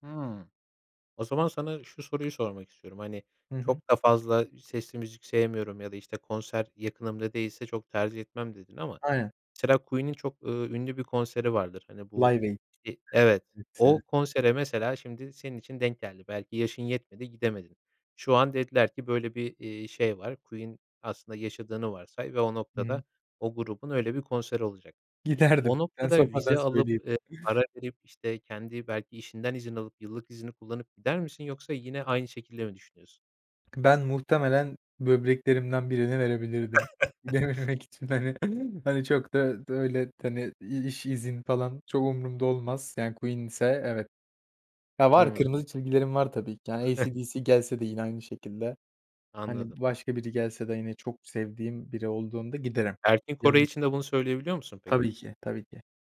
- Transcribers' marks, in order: tapping; other background noise; unintelligible speech; laughing while speaking: "Giderdim"; chuckle; laughing while speaking: "Dememek için, hani"; chuckle; unintelligible speech
- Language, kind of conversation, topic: Turkish, podcast, Müzik zevkin zaman içinde nasıl değişti ve bu değişimde en büyük etki neydi?